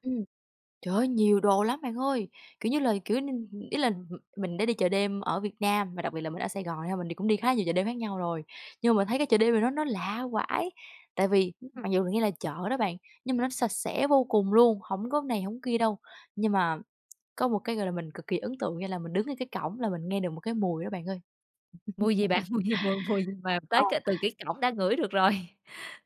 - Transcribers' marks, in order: tapping; laughing while speaking: "Mùi gì?"; laughing while speaking: "mùi gì"; laugh
- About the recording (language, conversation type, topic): Vietnamese, podcast, Bạn có thể kể về lần bạn ăn món đường phố ngon nhất ở địa phương không?